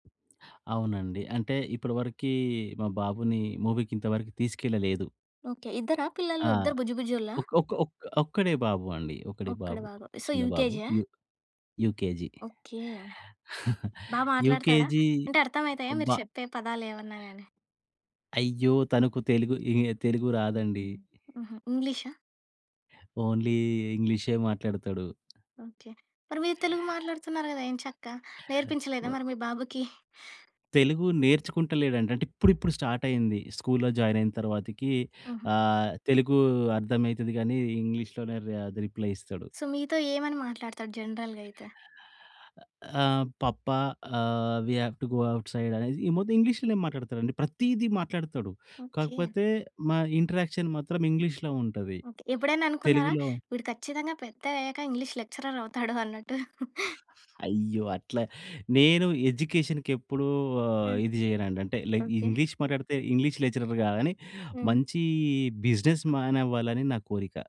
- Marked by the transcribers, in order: other noise; in English: "మూవీ‌కి"; in English: "సో, యూకేజీ"; in English: "యూ యూకేజీ. యూకేజీ"; giggle; other background noise; tapping; in English: "ఓన్లీ"; in English: "స్టార్ట్"; in English: "జాయిన్"; in English: "రిప్లై"; in English: "సో"; in English: "పప్పా!"; in English: "వి హ్యావ్ టు గో అవుట్‌సైడ్"; in English: "ఇంటరాక్షన్"; in English: "లెక్చరర్"; giggle; in English: "ఎడ్యుకేషన్‌కి"; in English: "లైక్"; in English: "లెక్చరర్"; in English: "బిజినెస్ మ్యాన్"
- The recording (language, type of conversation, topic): Telugu, podcast, కుటుంబంతో కలిసి సినిమా చూస్తే మీకు గుర్తొచ్చే జ్ఞాపకాలు ఏవైనా చెప్పగలరా?
- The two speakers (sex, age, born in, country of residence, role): female, 25-29, India, India, host; male, 40-44, India, India, guest